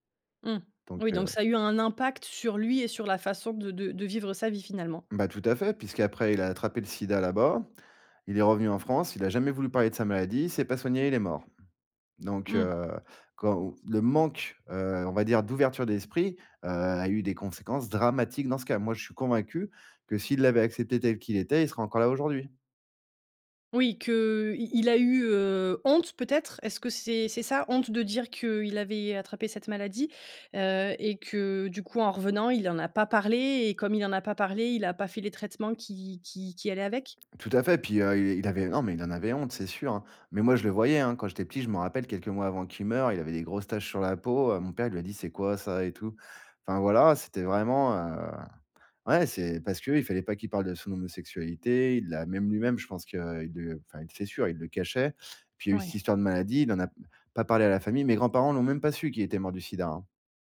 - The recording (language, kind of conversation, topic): French, podcast, Comment conciliez-vous les traditions et la liberté individuelle chez vous ?
- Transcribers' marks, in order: stressed: "dramatiques"; stressed: "honte"